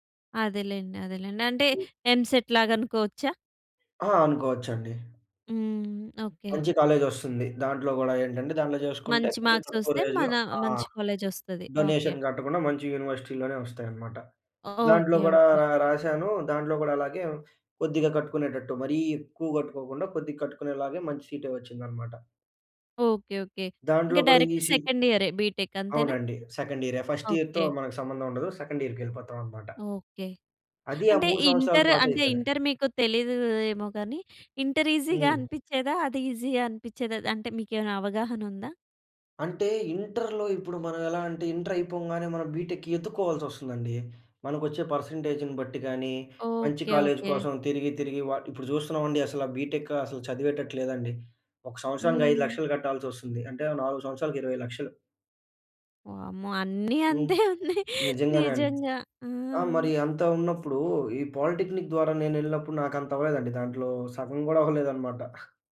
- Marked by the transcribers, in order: other background noise; in English: "ఎంసెట్"; tapping; in English: "కాలేజ్"; in English: "మార్క్స్"; in English: "రేంజ్‌లో"; in English: "కాలేజ్"; in English: "డొనేషన్"; in English: "డైరెక్ట్‌గా"; in English: "ఈసీఈ"; in English: "బీటెక్"; in English: "ఫస్ట్ ఇయర్‌తో"; in English: "సెకండ్ ఇయర్‌కి"; in English: "పాస్"; in English: "ఈజీగా"; in English: "ఈజీ"; in English: "బీటెక్‌కి"; in English: "పర్సెంటేజ్‌ని"; in English: "కాలేజ్"; in English: "బీటెక్"; chuckle; in English: "పాలిటెక్నిక్"; chuckle
- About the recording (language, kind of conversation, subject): Telugu, podcast, మీరు తీసుకున్న ఒక నిర్ణయం మీ జీవితాన్ని ఎలా మలచిందో చెప్పగలరా?